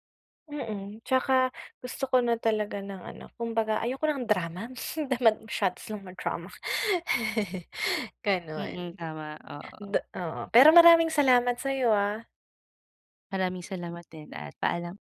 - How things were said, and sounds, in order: chuckle
- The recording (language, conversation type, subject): Filipino, advice, Paano ko pipiliin ang tamang gagawin kapag nahaharap ako sa isang mahirap na pasiya?